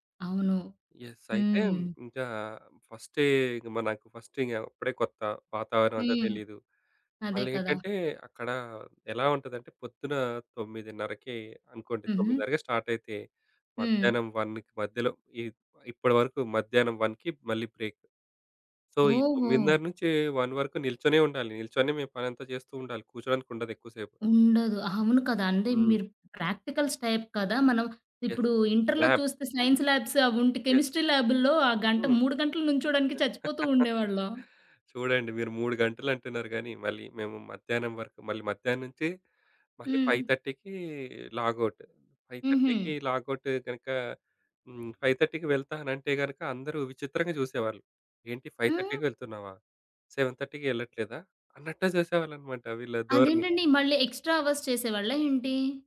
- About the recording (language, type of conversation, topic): Telugu, podcast, మీ మొదటి ఉద్యోగం ఎలా ఎదురైంది?
- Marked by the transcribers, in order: in English: "యెస్"; in English: "ఫస్ట్"; in English: "స్టార్ట్"; in English: "వన్‌కి"; in English: "వన్‌కి"; in English: "బ్రేక్"; in English: "సో"; in English: "ప్రాక్టికల్స్ టైప్"; in English: "ఇంటర్‌లో"; in English: "యెస్. ల్యాబ్"; in English: "సైన్స్ లాబ్స్"; in English: "యెస్"; in English: "కెమిస్ట్రీ ల్యాబూ‌ల్‌లో"; laugh; in English: "ఫైవ్ థర్టీకి లాగౌట్. ఫైవ్ థర్టీకి లాగౌట్"; in English: "ఫైవ్ థర్టీకి"; in English: "ఫైవ్ థర్టీకి"; in English: "సెవెన్ థర్టీకి"; in English: "ఎక్స్‌ట్రా అవర్స్"